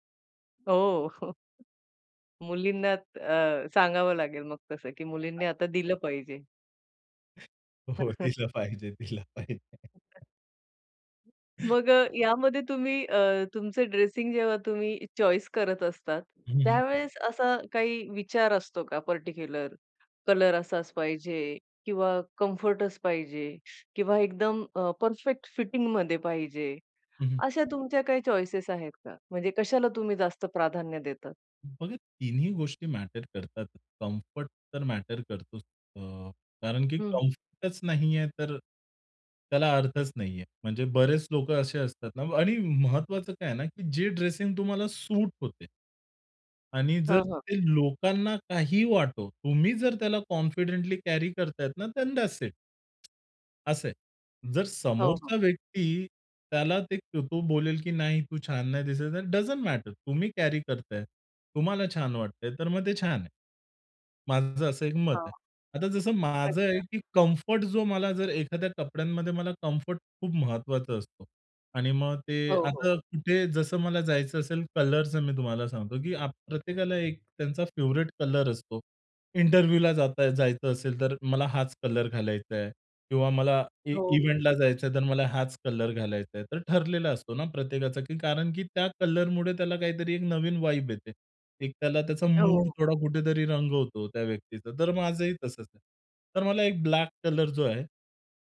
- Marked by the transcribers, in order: chuckle; other background noise; unintelligible speech; other noise; chuckle; laughing while speaking: "हो, दिलं पाहिजे, दिलं पाहिजे"; chuckle; unintelligible speech; chuckle; in English: "चॉईस"; tapping; in English: "पर्टिक्युलर"; in English: "चॉइसेस"; in English: "कॉन्फिडेंटली"; in English: "देन दॅट्स इट"; in English: "डझन्ट मॅटर"; in English: "फेव्हरीट"; in English: "इंटरव्ह्यूला"; in English: "इ इव्हेंटला"; in English: "वाईब"
- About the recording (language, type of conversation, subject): Marathi, podcast, तुमच्या कपड्यांच्या निवडीचा तुमच्या मनःस्थितीवर कसा परिणाम होतो?